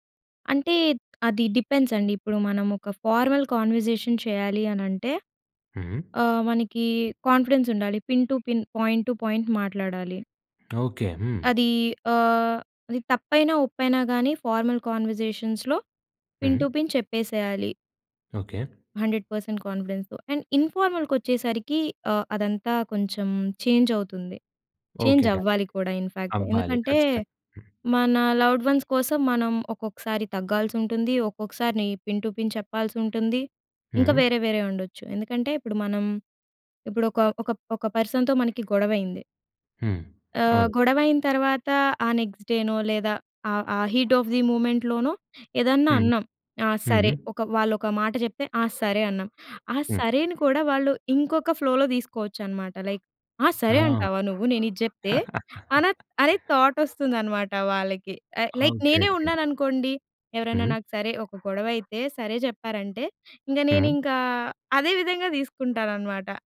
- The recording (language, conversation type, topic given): Telugu, podcast, ఆన్‌లైన్ సందేశాల్లో గౌరవంగా, స్పష్టంగా మరియు ధైర్యంగా ఎలా మాట్లాడాలి?
- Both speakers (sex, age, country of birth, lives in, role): female, 20-24, India, India, guest; male, 20-24, India, India, host
- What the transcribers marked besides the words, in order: tapping; in English: "డిపెండ్స్"; in English: "కన్వర్జేషన్"; in English: "కాన్‌ఫిడెన్స్"; in English: "పిన్ టు పిన్, పాయింట్ టు పాయింట్"; in English: "ఫార్మల్ కన్వర్జేషన్స్‌లో పిన్ టు పిన్"; in English: "హండ్రెడ్ పర్సెంట్ కాన్ఫిడెన్స్‌తో. అండ్ ఇన్ఫార్మల్‍కి"; in English: "చేంజ్"; in English: "చేంజ్"; in English: "ఇన్ ఫాక్ట్"; other noise; in English: "లవ్డ్ వన్స్"; in English: "పిన్ టు పిన్"; in English: "పర్సన్‍తో"; in English: "నెక్స్ట్ డేనో"; in English: "హీట్ ఆఫ్ ది మూమెంట్‌లోనో"; in English: "ఫ్లోలో"; in English: "లైక్"; chuckle; in English: "థాట్"; in English: "లైక్"